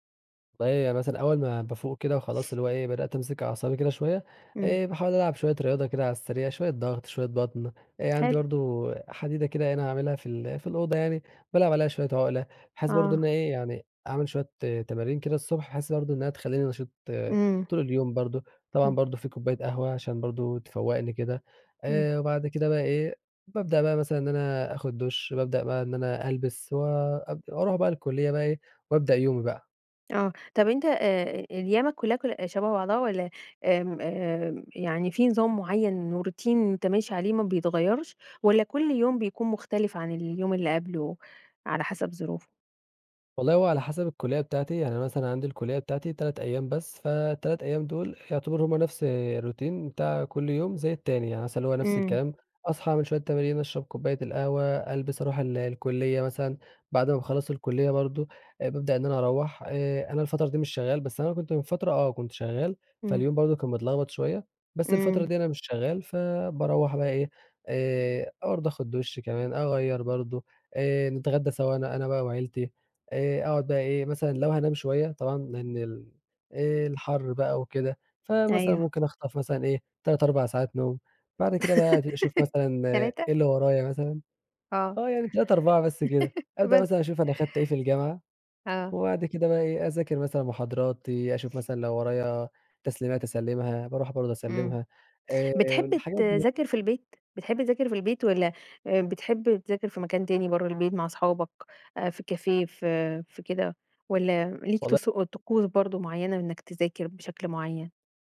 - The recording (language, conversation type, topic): Arabic, podcast, احكيلي عن روتينك اليومي في البيت؟
- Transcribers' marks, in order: sniff; tapping; in English: "routine"; in English: "الroutine"; other background noise; laugh; laughing while speaking: "تلاتة!"; laugh; sniff; in French: "café"